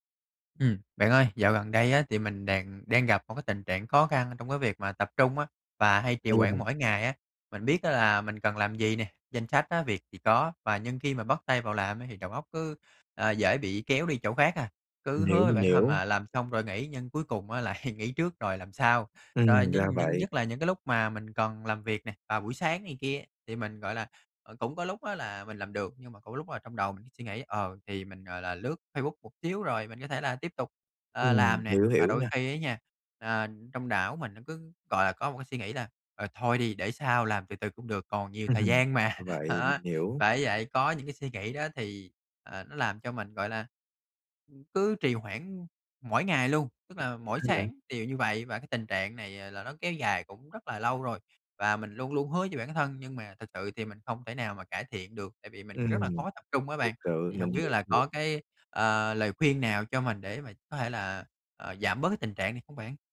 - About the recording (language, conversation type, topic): Vietnamese, advice, Làm sao để tập trung và tránh trì hoãn mỗi ngày?
- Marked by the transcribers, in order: unintelligible speech; other background noise; laughing while speaking: "lại"; laughing while speaking: "Ừm"; unintelligible speech; laugh; tapping; unintelligible speech